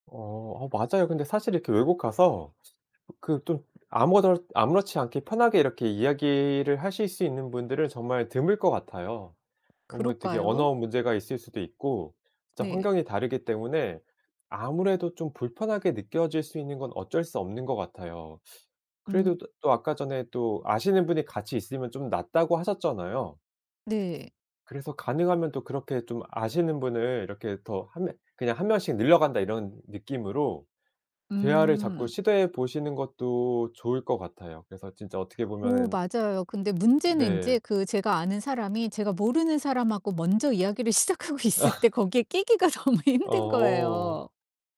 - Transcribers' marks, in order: other background noise; distorted speech; laughing while speaking: "시작하고 있을 때 거기에 끼기가 너무 힘든 거예요"; laugh
- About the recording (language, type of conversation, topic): Korean, advice, 사회 모임에서 낯을 많이 가려 외로움을 느꼈던 경험을 설명해 주실 수 있나요?